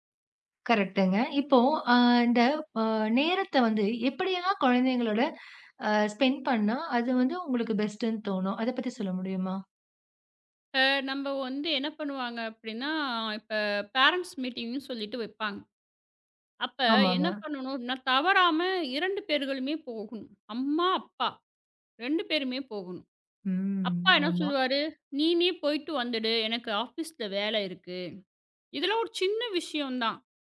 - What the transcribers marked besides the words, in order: other background noise; in English: "ஸ்பெண்ட்"; in English: "பெஸ்ட்ன்னு"; in English: "பேரண்ட்ஸ் மீட்டிங்ன்னு"; drawn out: "ம்"
- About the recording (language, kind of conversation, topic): Tamil, podcast, பணம் அல்லது நேரம்—முதலில் எதற்கு முன்னுரிமை கொடுப்பீர்கள்?